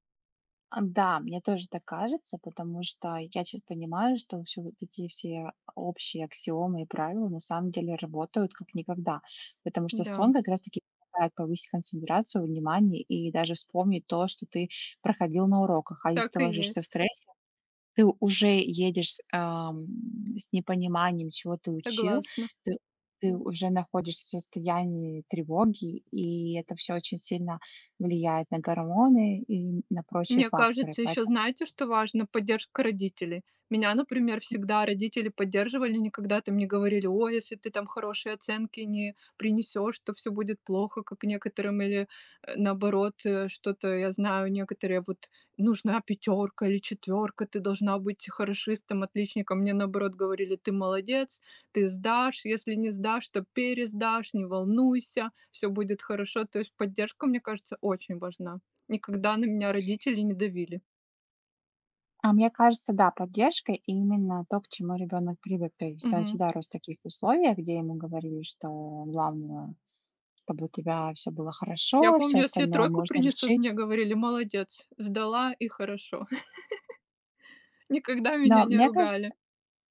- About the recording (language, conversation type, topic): Russian, unstructured, Как справляться с экзаменационным стрессом?
- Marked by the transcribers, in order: tapping; other background noise; chuckle